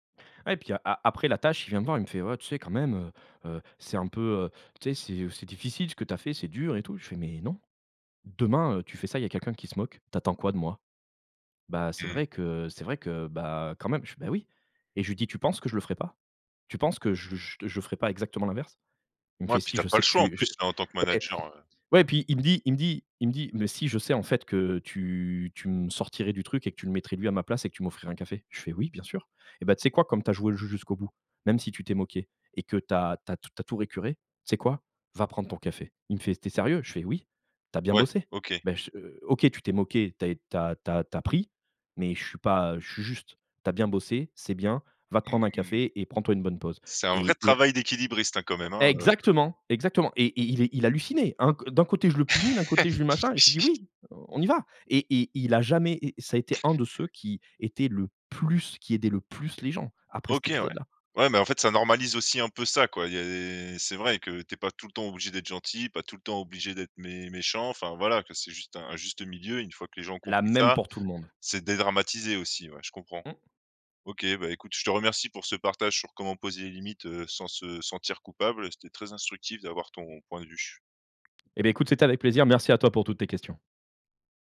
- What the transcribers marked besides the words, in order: laugh; stressed: "le plus"; tapping
- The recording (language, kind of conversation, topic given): French, podcast, Comment apprendre à poser des limites sans se sentir coupable ?